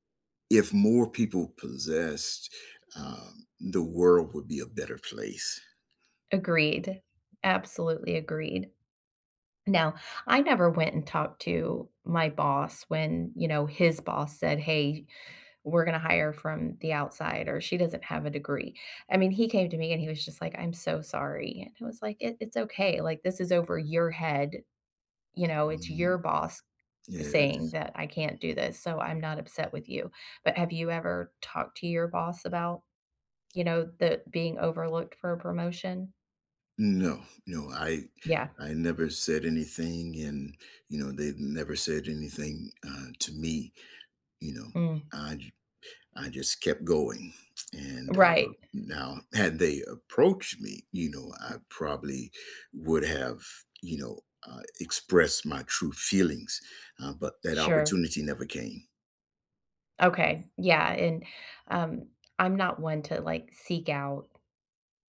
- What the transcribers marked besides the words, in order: other background noise; tapping
- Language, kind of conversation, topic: English, unstructured, Have you ever felt overlooked for a promotion?